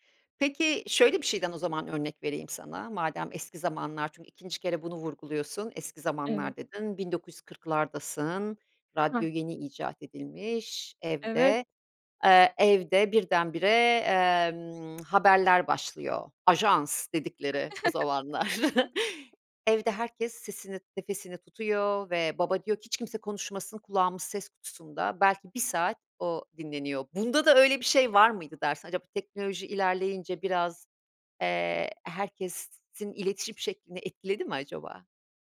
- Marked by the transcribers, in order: lip smack; stressed: "Ajans"; chuckle; "herkesin" said as "herkessin"
- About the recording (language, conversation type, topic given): Turkish, podcast, Telefonu masadan kaldırmak buluşmaları nasıl etkiler, sence?